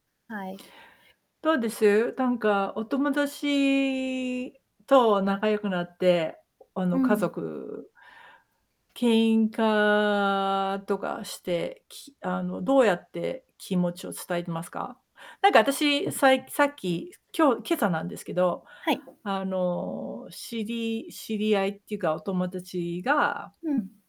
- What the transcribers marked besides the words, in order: other background noise; tapping
- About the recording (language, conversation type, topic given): Japanese, unstructured, 家族や友達ともっと仲良くなるためには、何が必要だと思いますか？